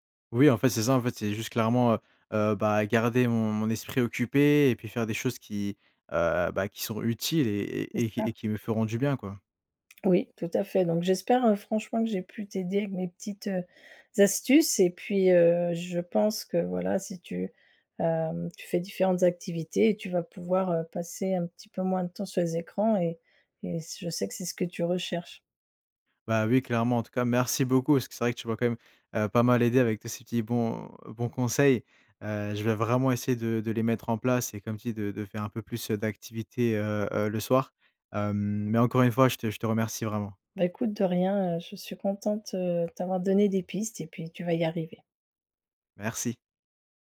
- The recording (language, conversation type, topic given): French, advice, Comment puis-je réussir à déconnecter des écrans en dehors du travail ?
- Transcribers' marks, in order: none